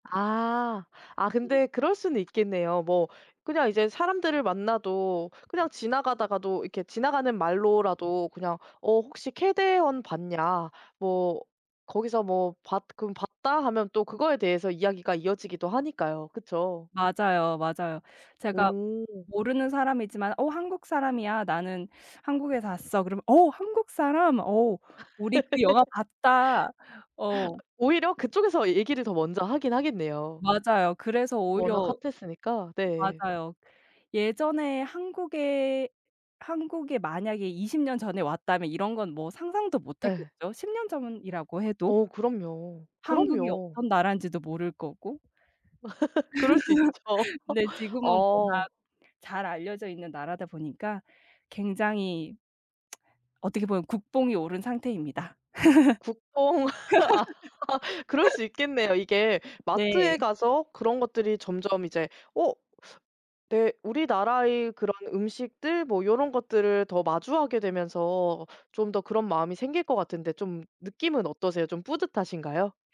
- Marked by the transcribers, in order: other background noise; tapping; laugh; laugh; laughing while speaking: "있죠"; laugh; lip smack; laugh
- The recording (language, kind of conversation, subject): Korean, podcast, 문화적 자부심을 느꼈던 순간을 말해줄래요?